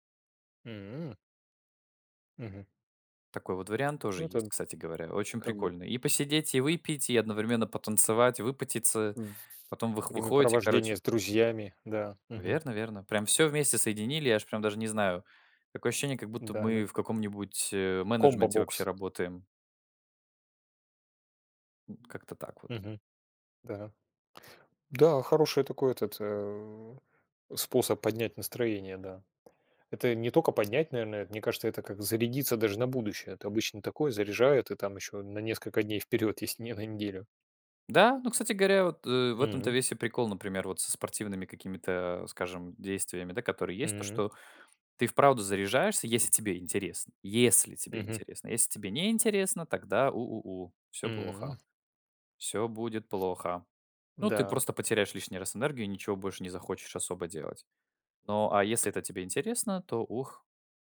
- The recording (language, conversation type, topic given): Russian, unstructured, Что помогает вам поднять настроение в трудные моменты?
- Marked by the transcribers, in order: other background noise; alarm; tapping; laughing while speaking: "Да-да"